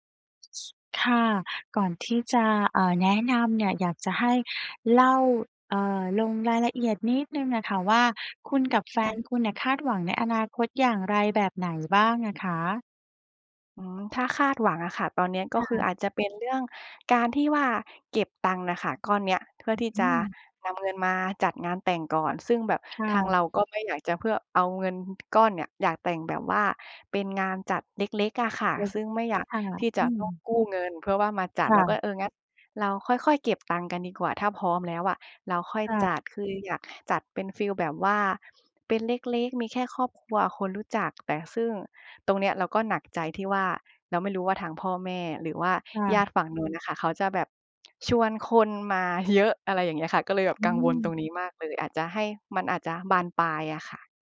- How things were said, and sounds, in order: other noise; unintelligible speech; background speech; laughing while speaking: "เยอะ"; other background noise
- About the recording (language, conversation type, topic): Thai, advice, ฉันควรเริ่มคุยกับคู่ของฉันอย่างไรเมื่อกังวลว่าความคาดหวังเรื่องอนาคตของเราอาจไม่ตรงกัน?